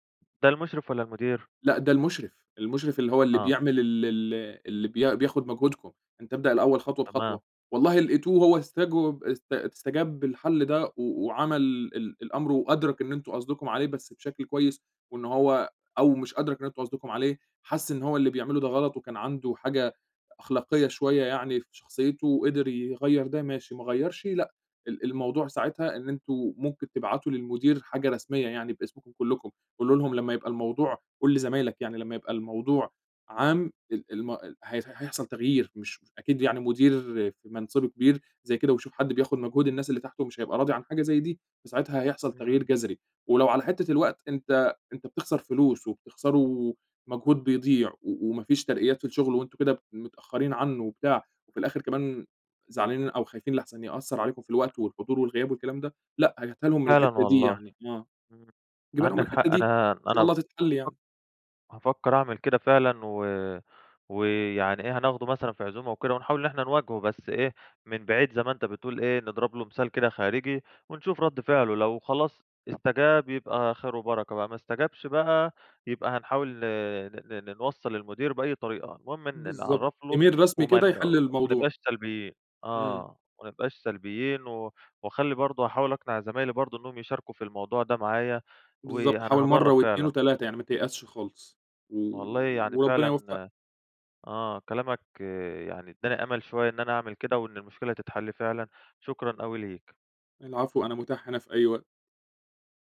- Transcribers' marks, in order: unintelligible speech; tapping; in English: "إيميل"
- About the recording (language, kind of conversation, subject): Arabic, advice, إزاي أواجه زميل في الشغل بياخد فضل أفكاري وأفتح معاه الموضوع؟